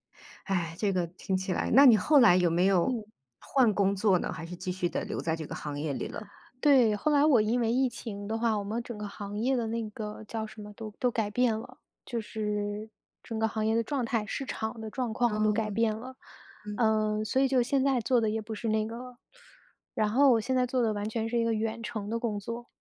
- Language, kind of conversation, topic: Chinese, podcast, 在工作中如何识别过劳的早期迹象？
- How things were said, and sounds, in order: none